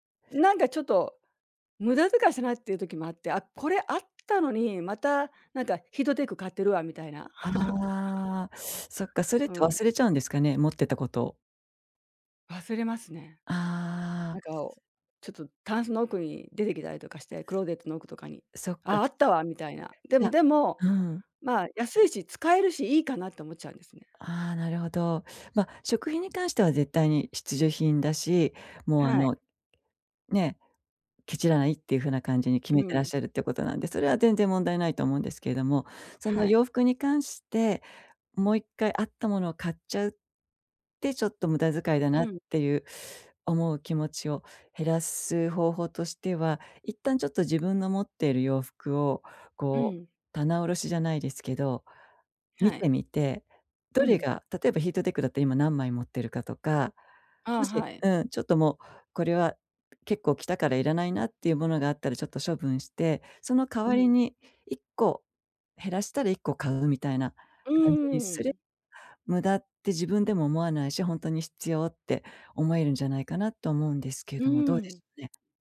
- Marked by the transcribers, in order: chuckle; other background noise
- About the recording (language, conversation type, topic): Japanese, advice, 買い物で一時的な幸福感を求めてしまう衝動買いを減らすにはどうすればいいですか？